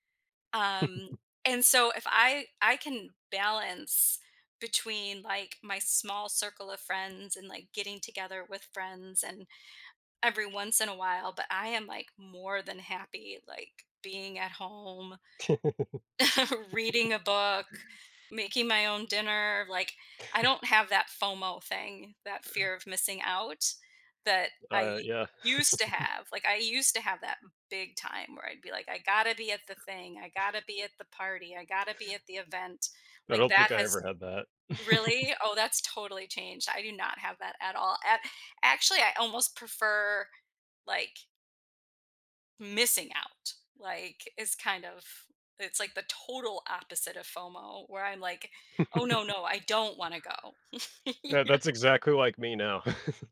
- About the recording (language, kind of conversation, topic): English, unstructured, What lost friendship do you sometimes think about?
- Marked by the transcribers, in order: chuckle; other background noise; laugh; chuckle; chuckle; chuckle; chuckle; chuckle; chuckle; laughing while speaking: "you know?"; chuckle